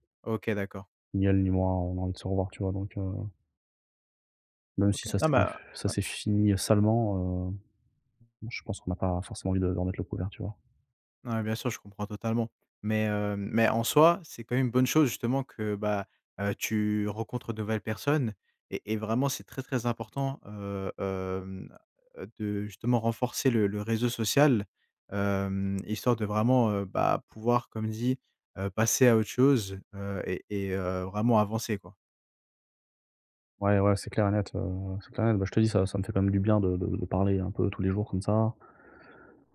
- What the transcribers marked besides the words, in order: tapping
- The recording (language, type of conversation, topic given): French, advice, Comment décrirais-tu ta rupture récente et pourquoi as-tu du mal à aller de l’avant ?